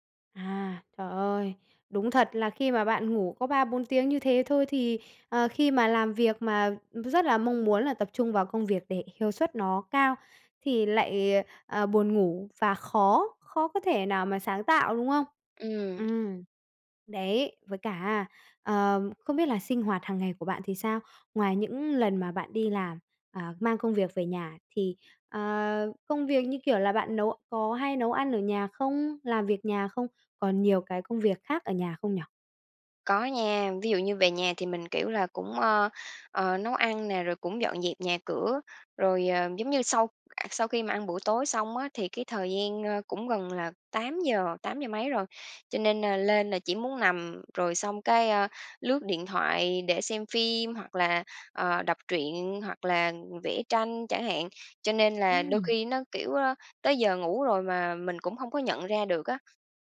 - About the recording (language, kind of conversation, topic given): Vietnamese, advice, Làm thế nào để giảm tình trạng mất tập trung do thiếu ngủ?
- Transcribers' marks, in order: tapping; horn; other noise